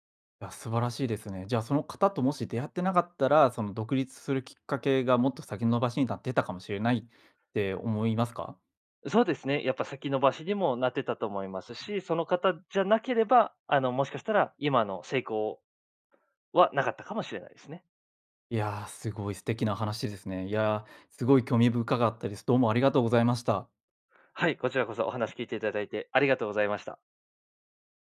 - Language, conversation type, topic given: Japanese, podcast, 偶然の出会いで人生が変わったことはありますか？
- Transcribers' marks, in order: none